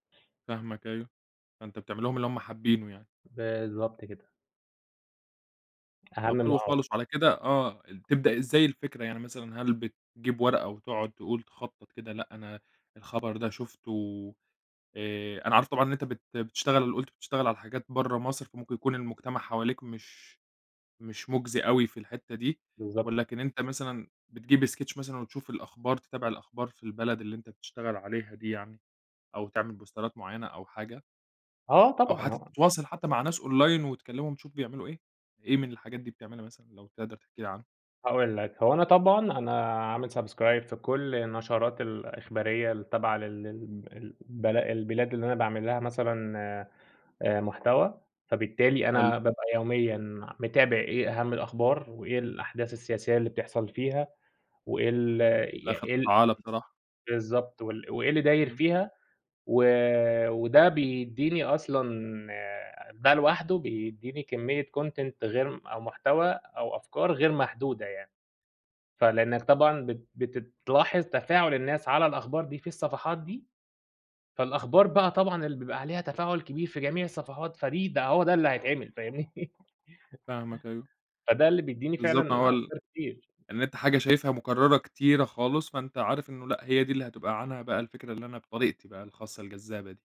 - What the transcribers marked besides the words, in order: other background noise; in English: "sketch"; in English: "بوسترات"; in English: "أونلاين"; in English: "subscribe"; tapping; in English: "content"; chuckle
- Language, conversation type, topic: Arabic, podcast, إيه اللي بيحرّك خيالك أول ما تبتدي مشروع جديد؟